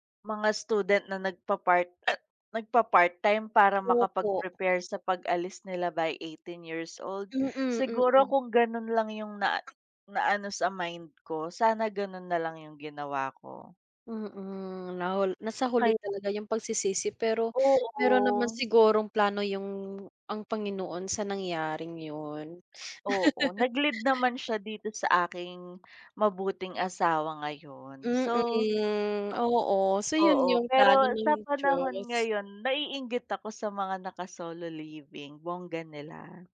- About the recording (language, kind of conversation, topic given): Filipino, unstructured, Paano mo hinarap ang sitwasyong hindi sumang-ayon ang pamilya mo sa desisyon mo?
- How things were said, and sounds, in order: hiccup; hiccup; other background noise; laugh